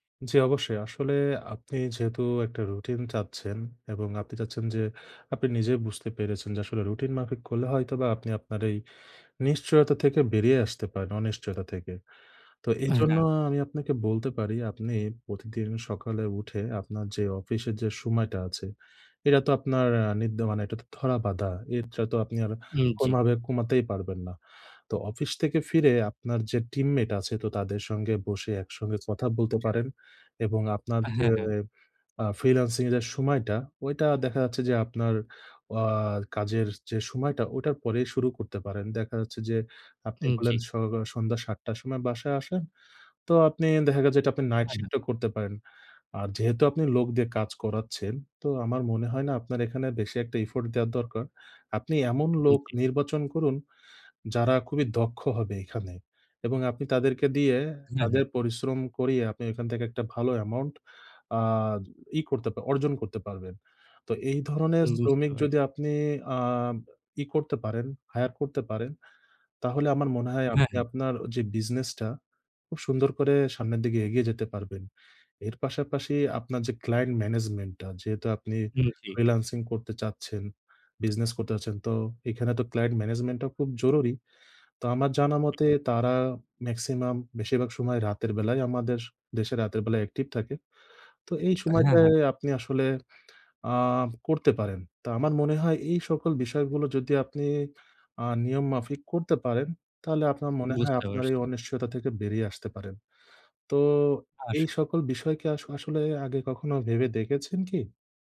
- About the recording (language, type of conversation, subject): Bengali, advice, অনিশ্চয়তা মেনে নিয়ে কীভাবে শান্ত থাকা যায় এবং উদ্বেগ কমানো যায়?
- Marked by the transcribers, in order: "নিত্য" said as "নিদ্য"; "কোনোভাবে" said as "কোনভাবে"; in English: "night shift"; in English: "effort"; in English: "client management"; in English: "client management"; in English: "maximum"